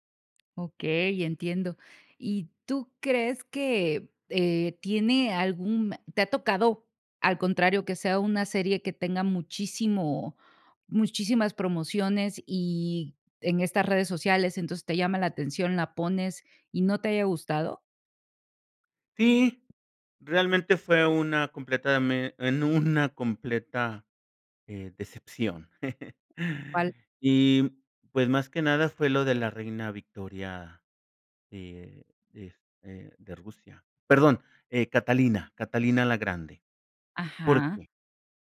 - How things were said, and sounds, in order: tapping; laughing while speaking: "una"; laugh
- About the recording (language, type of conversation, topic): Spanish, podcast, ¿Cómo influyen las redes sociales en la popularidad de una serie?